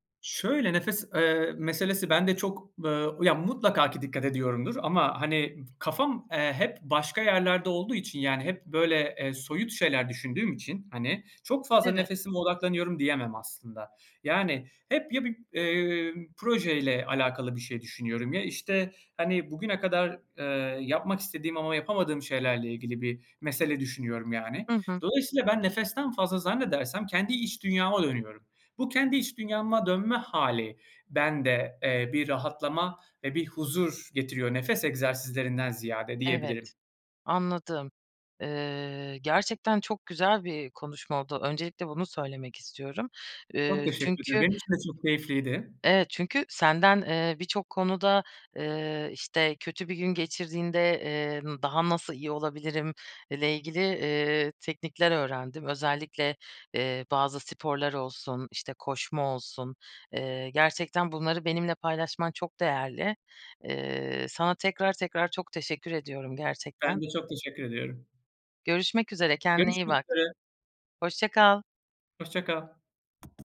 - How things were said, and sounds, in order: other background noise; tapping
- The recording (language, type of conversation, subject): Turkish, podcast, Kötü bir gün geçirdiğinde kendini toparlama taktiklerin neler?